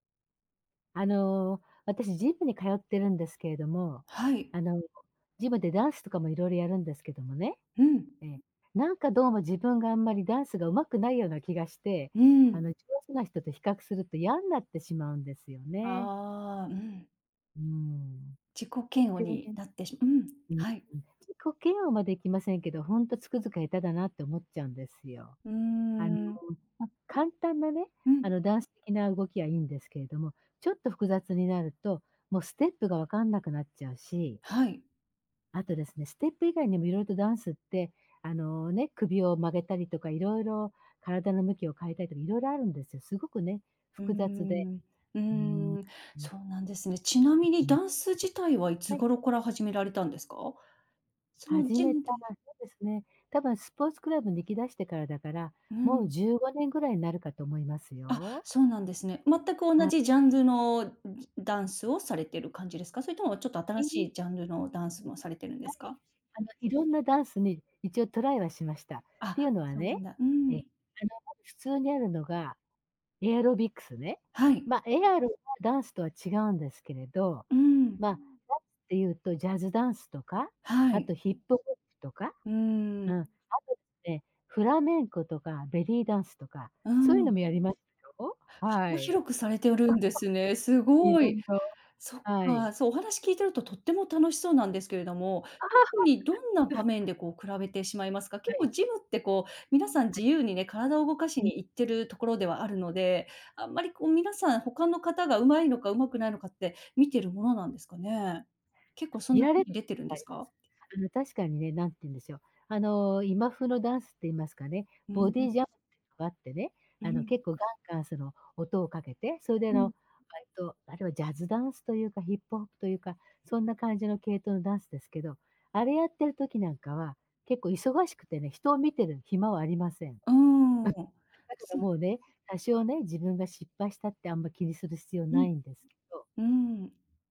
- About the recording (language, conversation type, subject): Japanese, advice, ジムで他人と比べて自己嫌悪になるのをやめるにはどうしたらいいですか？
- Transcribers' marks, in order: other background noise; unintelligible speech; tapping; other noise; laugh; laughing while speaking: "ああ、は。いや"